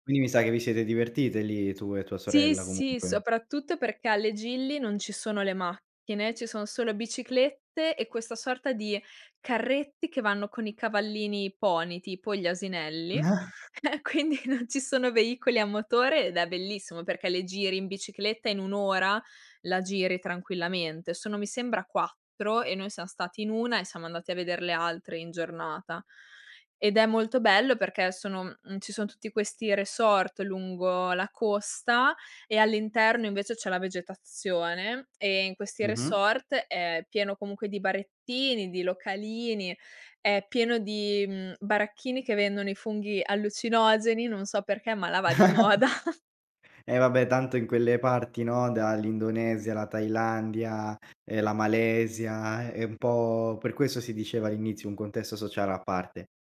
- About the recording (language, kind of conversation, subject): Italian, podcast, Raccontami di un viaggio nato da un’improvvisazione
- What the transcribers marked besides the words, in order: "Gili" said as "Gilli"; chuckle; laughing while speaking: "eh, quindi non"; laugh; laughing while speaking: "moda"; chuckle